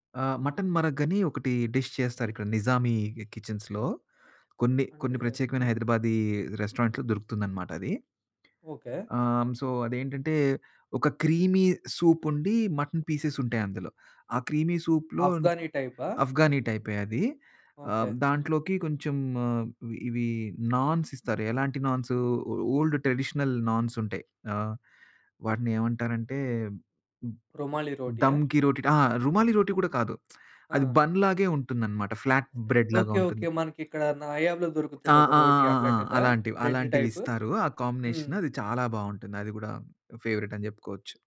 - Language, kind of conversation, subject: Telugu, podcast, మీ పట్టణంలో మీకు చాలా ఇష్టమైన స్థానిక వంటకం గురించి చెప్పగలరా?
- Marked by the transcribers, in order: in English: "డిష్"; in English: "కి కిచెన్స్‌లో"; in English: "రెస్టారెంట్‌లో"; other background noise; in English: "సో"; in English: "క్రీమీ సూప్"; in English: "పీసెస్"; in English: "క్రీమీ సూప్‌లో"; in English: "నాన్స్"; in English: "నాన్స్. ఓల్డ్ ట్రెడిషనల్ నాన్స్"; in English: "రోటి"; in English: "రుమాలి రోటి"; tsk; in English: "బన్"; in English: "ఫ్లాట్ బ్రెడ్"; in English: "బ్రెడ్ టైప్?"; in English: "కాంబినేషన్"; in English: "ఫేవరేట్"